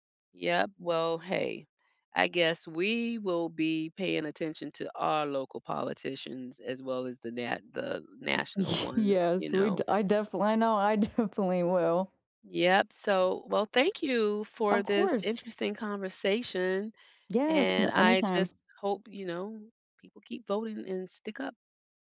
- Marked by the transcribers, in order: scoff; laughing while speaking: "definitely"
- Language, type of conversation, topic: English, unstructured, What role should citizens play beyond just voting?
- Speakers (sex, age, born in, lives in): female, 20-24, United States, United States; female, 60-64, United States, United States